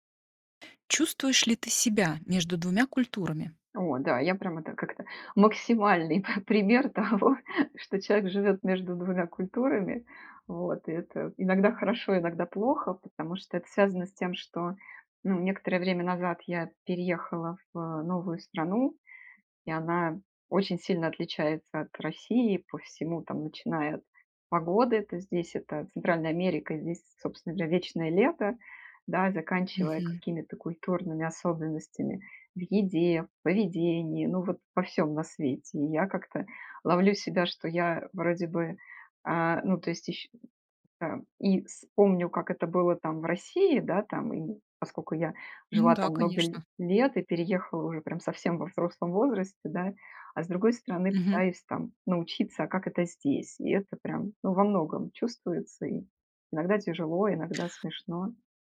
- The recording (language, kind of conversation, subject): Russian, podcast, Чувствуешь ли ты себя на стыке двух культур?
- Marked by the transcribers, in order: other noise; laughing while speaking: "п пример того"; other background noise